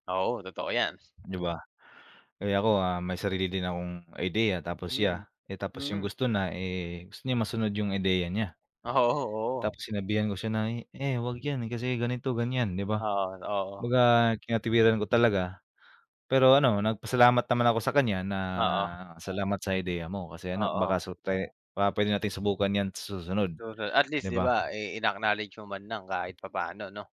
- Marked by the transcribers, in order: laughing while speaking: "Oo"; wind; other background noise; unintelligible speech
- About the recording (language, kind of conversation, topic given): Filipino, unstructured, Ano ang nararamdaman mo kapag binabalewala ng iba ang mga naiambag mo?